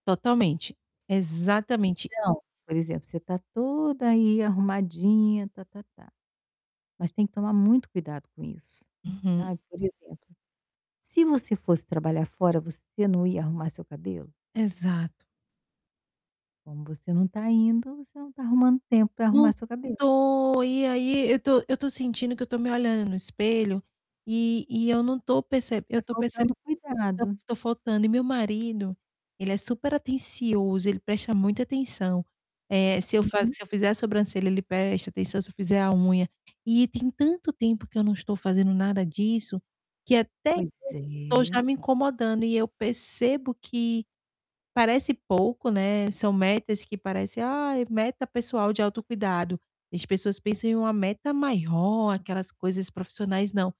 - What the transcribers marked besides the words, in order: tapping; distorted speech; static
- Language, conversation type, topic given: Portuguese, advice, Como posso dividir uma grande meta em marcos acionáveis?